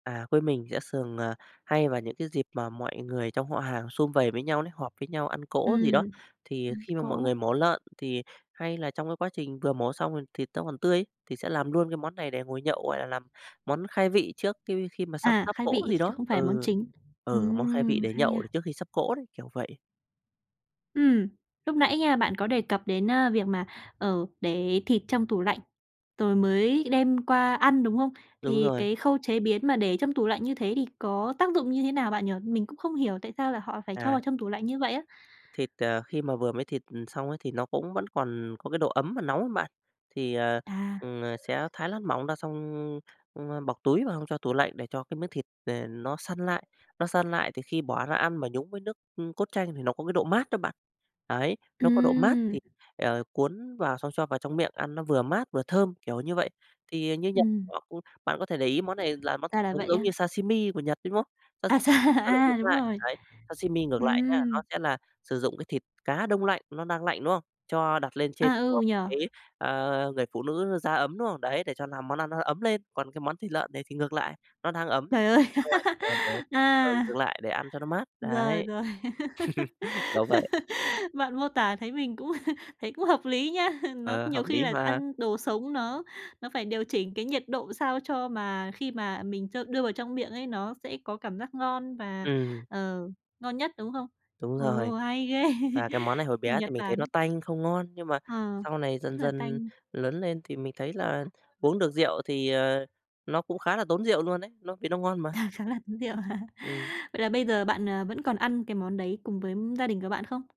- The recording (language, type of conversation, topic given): Vietnamese, podcast, Món ăn gia truyền nào khiến bạn nhớ nhất nhỉ?
- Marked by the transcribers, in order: "thường" said as "xường"; other background noise; laughing while speaking: "À dà"; unintelligible speech; laugh; unintelligible speech; laughing while speaking: "cũng"; laugh; laugh; laughing while speaking: "khá là tốn rượu hả?"